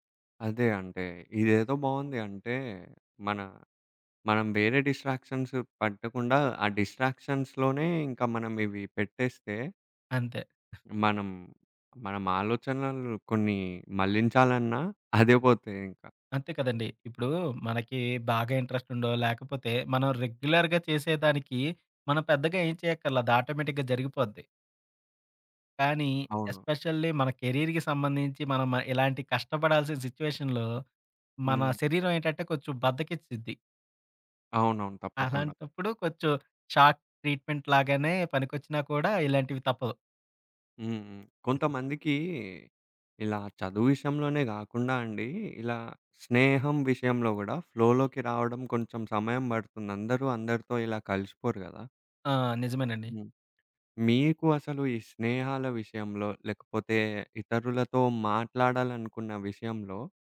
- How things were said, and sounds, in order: in English: "డిస్ట్రాక్షన్స్"; in English: "డిస్ట్రాక్షన్స్‌లోనే"; chuckle; in English: "ఇంట్రెస్ట్"; in English: "రెగ్యులర్‌గా"; in English: "ఆటోమేటిక్‌గా"; in English: "ఎస్పెషల్లీ"; in English: "కెరీర్‌కి"; in English: "సిట్యుయేషన్‌లో"; other background noise; in English: "షార్ట్ ట్రీట్‌మెంట్"; in English: "ఫ్లోలోకి"; tapping
- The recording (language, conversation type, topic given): Telugu, podcast, ఫ్లోలోకి మీరు సాధారణంగా ఎలా చేరుకుంటారు?